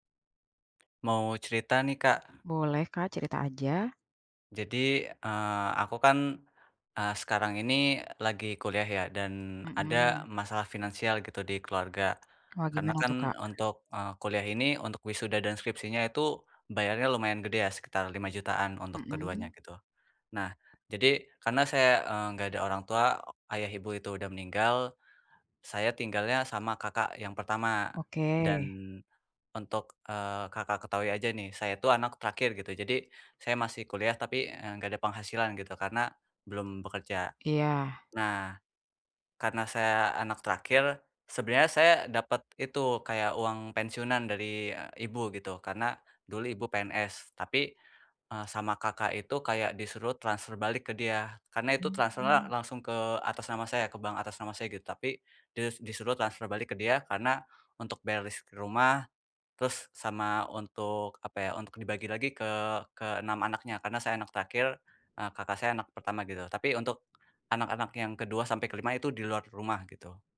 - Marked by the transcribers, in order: tapping; other background noise
- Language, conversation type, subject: Indonesian, advice, Bagaimana cara membangun kembali hubungan setelah konflik dan luka dengan pasangan atau teman?